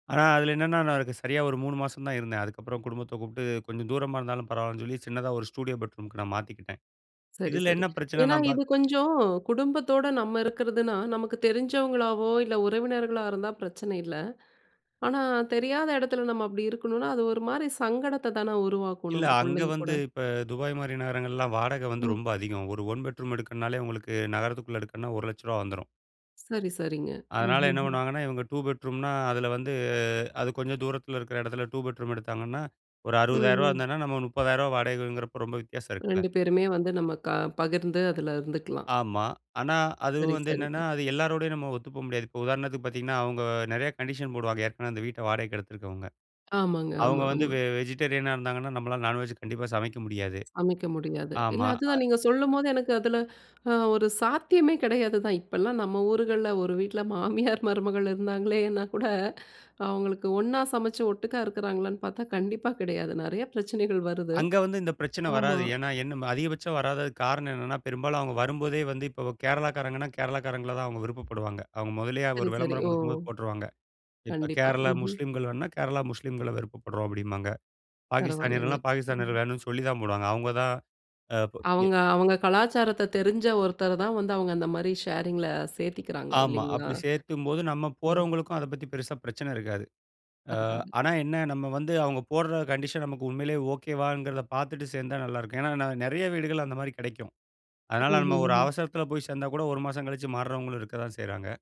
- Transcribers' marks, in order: laughing while speaking: "மாமியார், மருமகள் இருந்தாங்களேன்னா கூட"; in English: "ஷேரிங்"; "சேர்த்துக்கிறாங்க" said as "சேர்த்திக்கிறாங்க"; "சேர்க்கும்போது" said as "சேர்த்தும்போது"
- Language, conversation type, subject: Tamil, podcast, பகிர்ந்து வசிக்கும் வீட்டிலும் குடியிருப்பிலும் தனியாக இருக்க நேரமும் இடமும் எப்படி ஏற்படுத்திக்கொள்ளலாம்?